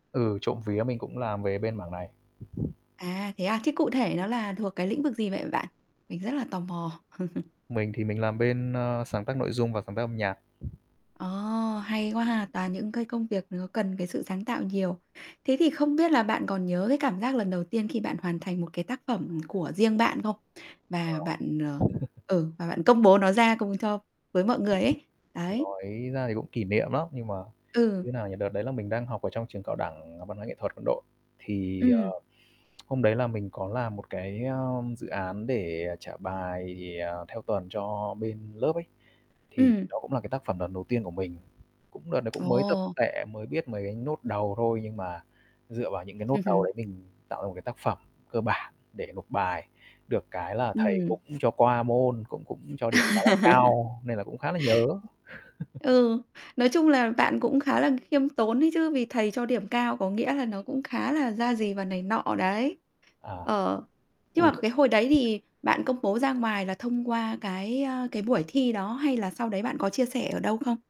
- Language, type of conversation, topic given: Vietnamese, podcast, Bạn có lời khuyên nào dành cho người lần đầu công bố tác phẩm sáng tác không?
- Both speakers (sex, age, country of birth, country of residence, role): female, 35-39, Vietnam, Vietnam, host; male, 30-34, Vietnam, Vietnam, guest
- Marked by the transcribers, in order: static; other background noise; chuckle; tapping; distorted speech; chuckle; mechanical hum; "tọe" said as "tẹ"; chuckle; laugh; chuckle; horn